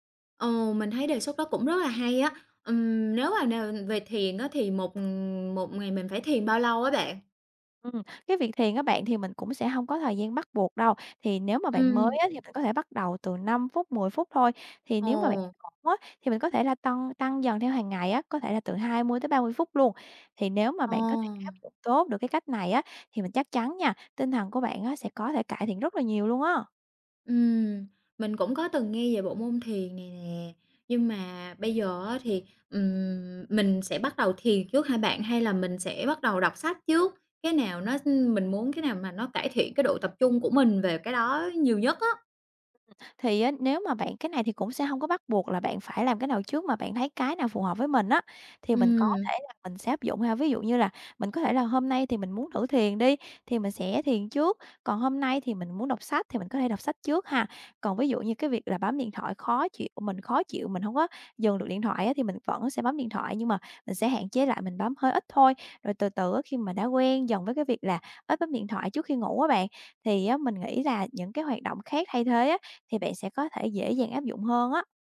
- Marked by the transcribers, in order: tapping; other background noise
- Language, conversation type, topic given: Vietnamese, advice, Mình vừa chia tay và cảm thấy trống rỗng, không biết nên bắt đầu từ đâu để ổn hơn?